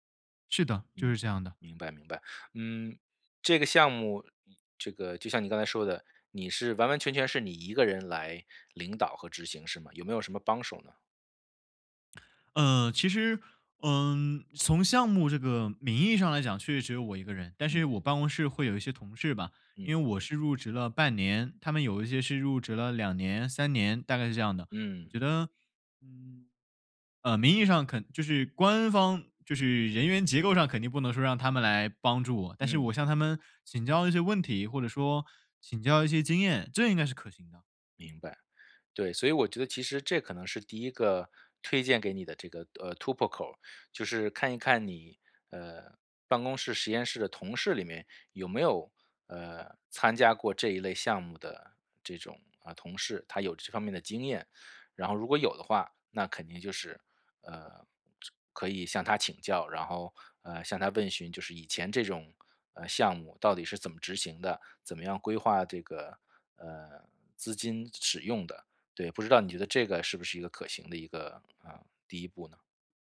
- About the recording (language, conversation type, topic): Chinese, advice, 在资金有限的情况下，我该如何确定资源分配的优先级？
- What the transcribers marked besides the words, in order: none